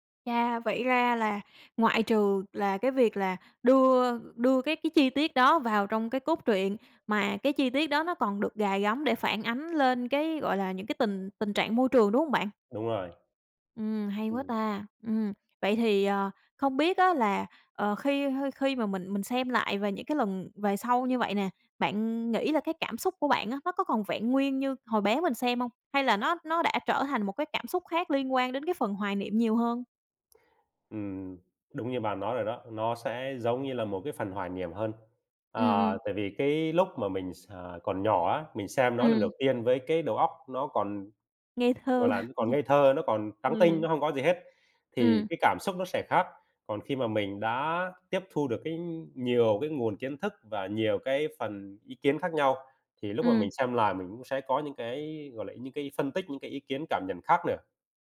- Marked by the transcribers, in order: other background noise; tapping; chuckle
- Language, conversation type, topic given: Vietnamese, podcast, Một bộ phim bạn xem hồi tuổi thơ đã tác động đến bạn như thế nào?